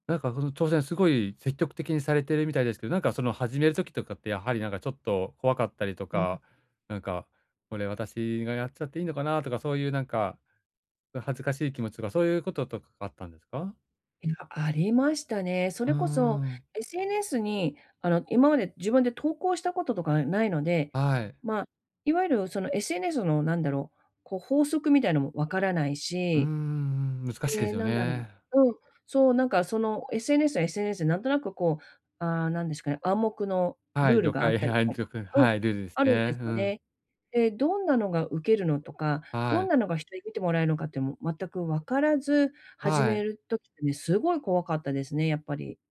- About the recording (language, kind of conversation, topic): Japanese, advice, 失敗を怖がらずに挑戦を続けるには、どのような心構えが必要ですか？
- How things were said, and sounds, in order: none